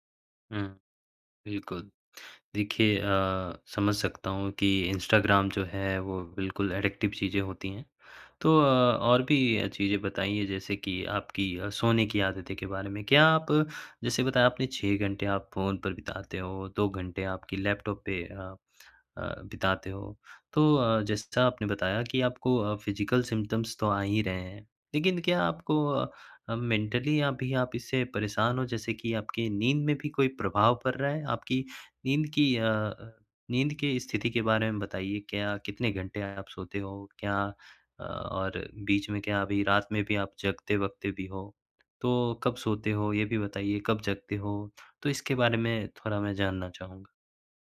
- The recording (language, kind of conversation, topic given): Hindi, advice, स्क्रीन देर तक देखने के बाद नींद न आने की समस्या
- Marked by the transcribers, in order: in English: "एडिक्टिव"; in English: "फिज़िकल सिम्पटम्स"; in English: "मेंटली"